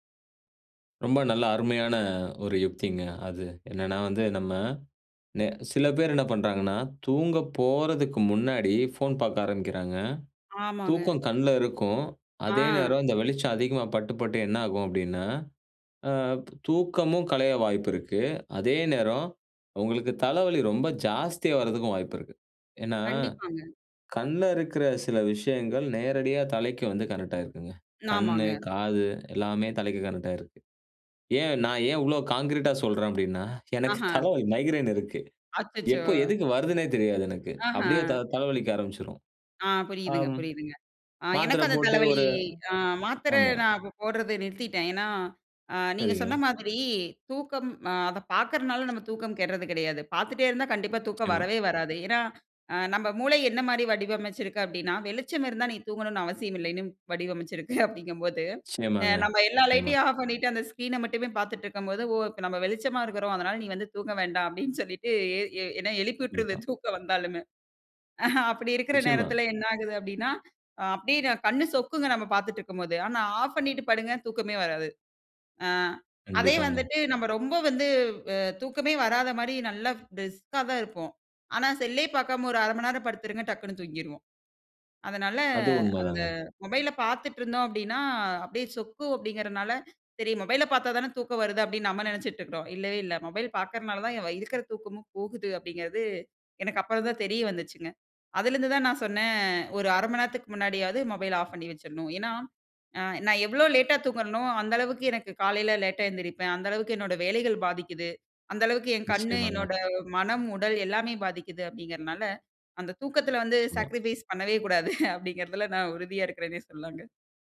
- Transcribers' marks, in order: in English: "கான்கிரீட்டா"; in English: "மைக்ரேன்"; other noise; chuckle; in English: "ஸ்கிரீன"; laughing while speaking: "எழுப்பி உட்டுருது தூக்கம் வந்தாலுமே"; "மணிநேரம்" said as "மணநேரம்"; in English: "சாக்ரிஃபைஸ்"
- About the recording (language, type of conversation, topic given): Tamil, podcast, எழுந்ததும் உடனே தொலைபேசியைப் பார்க்கிறீர்களா?